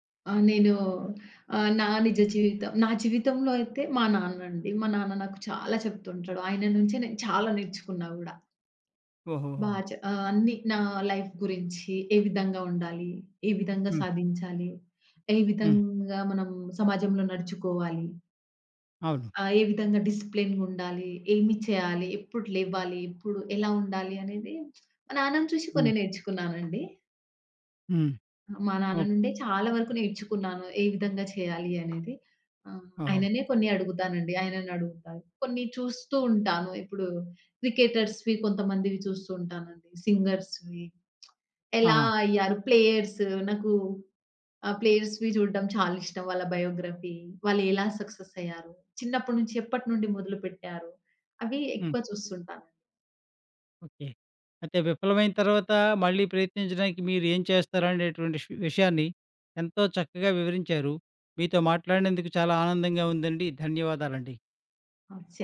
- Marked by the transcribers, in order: in English: "లైఫ్"; lip smack; other background noise; in English: "క్రికెటర్స్‌వి"; in English: "సింగర్స్‌వి"; lip trill; in English: "ప్లేయర్స్?"; in English: "ప్లేయర్స్‌వి"; in English: "బయోగ్రఫీ"; in English: "సక్సెస్"
- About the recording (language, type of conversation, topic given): Telugu, podcast, విఫలమైన తర్వాత మళ్లీ ప్రయత్నించేందుకు మీరు ఏమి చేస్తారు?